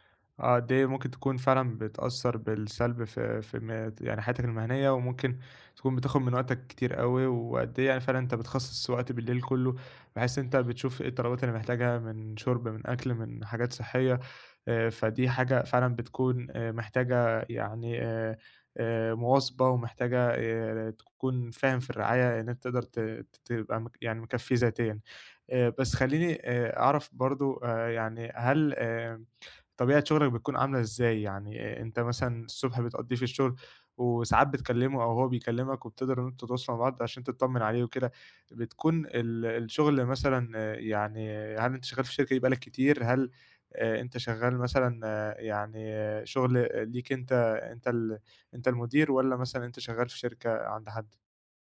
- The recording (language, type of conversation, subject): Arabic, advice, إزاي أوازن بين الشغل ومسؤوليات رعاية أحد والديّ؟
- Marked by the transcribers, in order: none